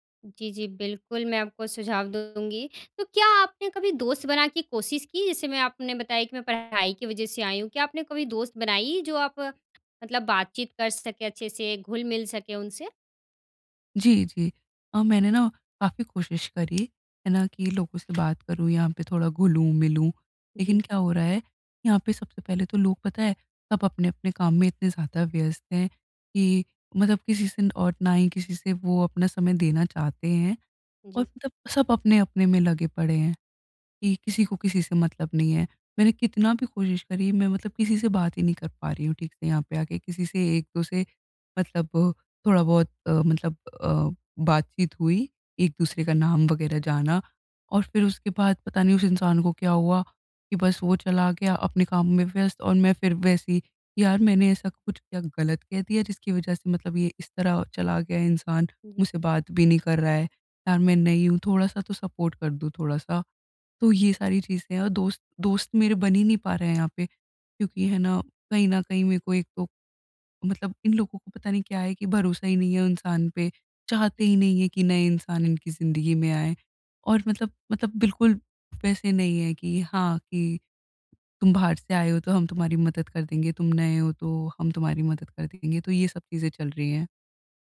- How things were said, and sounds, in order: other background noise; in English: "सपोर्ट"
- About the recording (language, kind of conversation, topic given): Hindi, advice, अजनबीपन से जुड़ाव की यात्रा